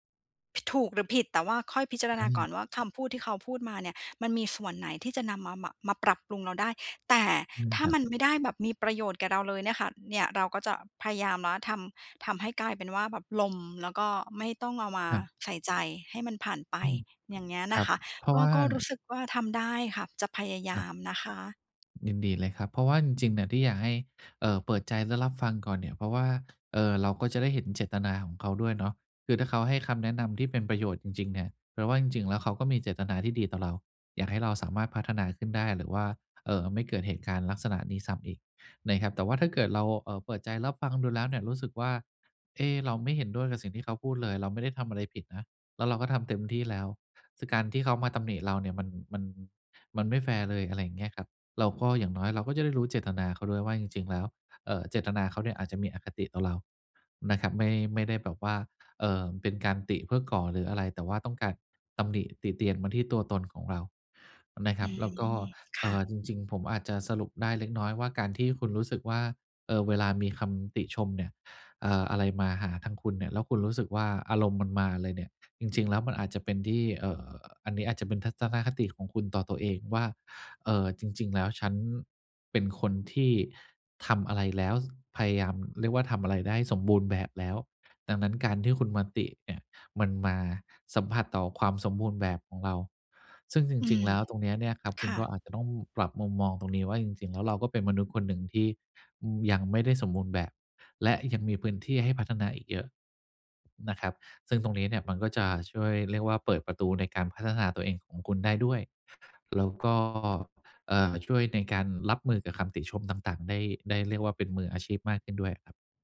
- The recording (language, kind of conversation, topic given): Thai, advice, ฉันควรจัดการกับอารมณ์ของตัวเองเมื่อได้รับคำติชมอย่างไร?
- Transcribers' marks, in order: tapping